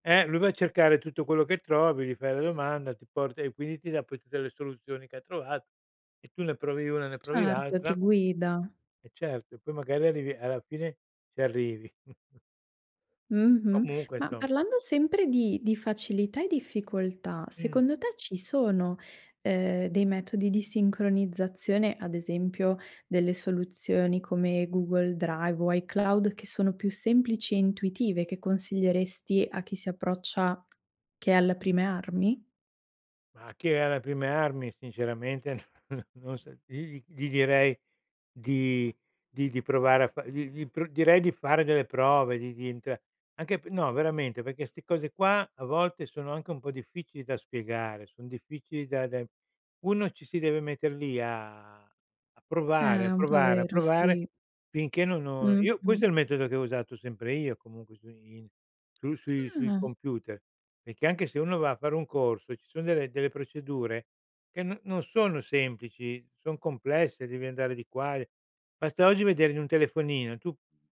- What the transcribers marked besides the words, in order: chuckle; chuckle; drawn out: "a"; tapping
- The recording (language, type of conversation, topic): Italian, podcast, Come sincronizzi tutto tra dispositivi diversi?